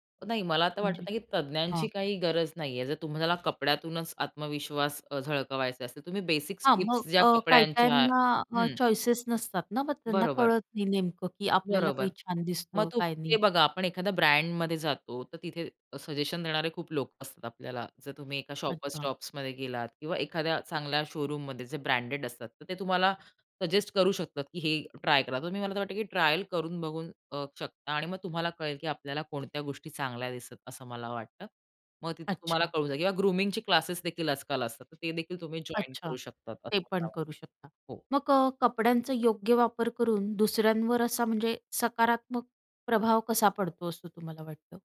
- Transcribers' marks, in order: tapping; in English: "चॉईसेस"; in English: "शोरूममध्ये"; in English: "ग्रूमिंगची"
- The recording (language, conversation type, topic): Marathi, podcast, आत्मविश्वास वाढवण्यासाठी कपड्यांचा उपयोग तुम्ही कसा करता?